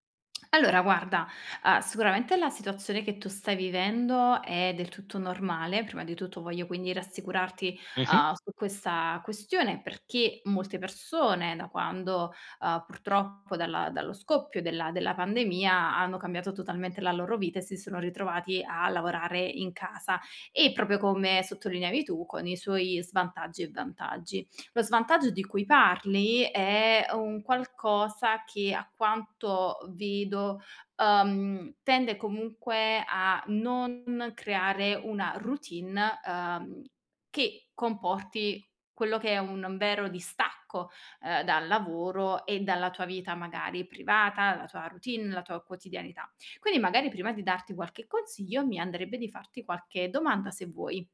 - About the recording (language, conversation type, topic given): Italian, advice, Come posso riuscire a staccare e rilassarmi quando sono a casa?
- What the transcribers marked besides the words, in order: lip smack; other background noise